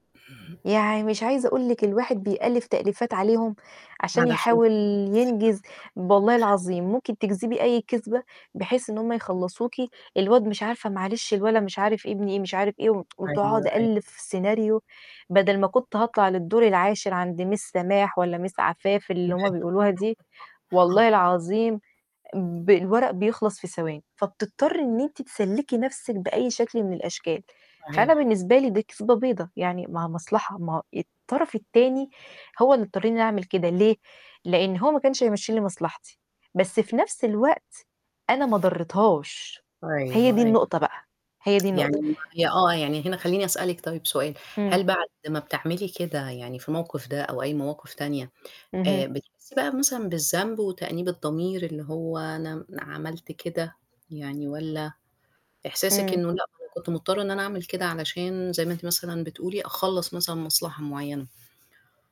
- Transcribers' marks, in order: unintelligible speech; tsk; in English: "miss"; in English: "miss"; unintelligible speech; static; tapping
- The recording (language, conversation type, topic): Arabic, unstructured, هل شايف إن الكذب الأبيض مقبول؟ وإمتى وليه؟